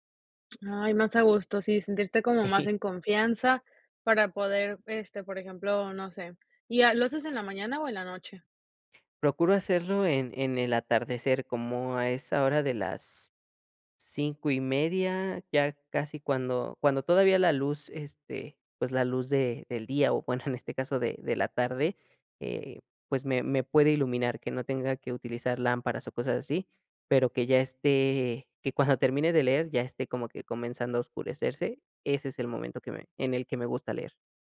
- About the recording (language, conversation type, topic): Spanish, podcast, ¿Por qué te gustan tanto los libros?
- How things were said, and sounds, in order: tapping; laughing while speaking: "Sí"